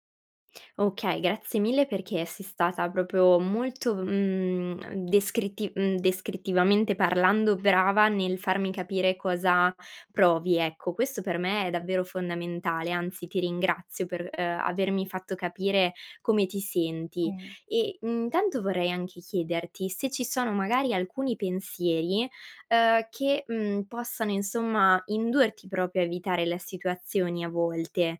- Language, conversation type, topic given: Italian, advice, Come posso gestire l’ansia anticipatoria prima di riunioni o eventi sociali?
- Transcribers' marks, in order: "proprio" said as "propio"; other background noise; tapping